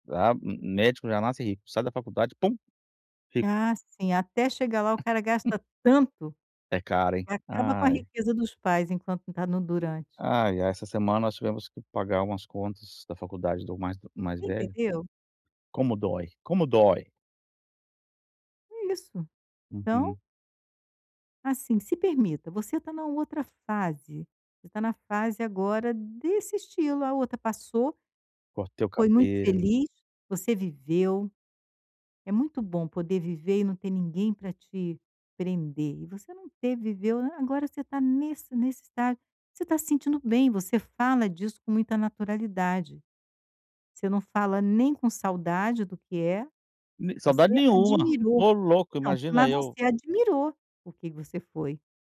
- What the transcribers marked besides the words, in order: laugh
- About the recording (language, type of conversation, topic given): Portuguese, advice, Como posso separar, no dia a dia, quem eu sou da minha profissão?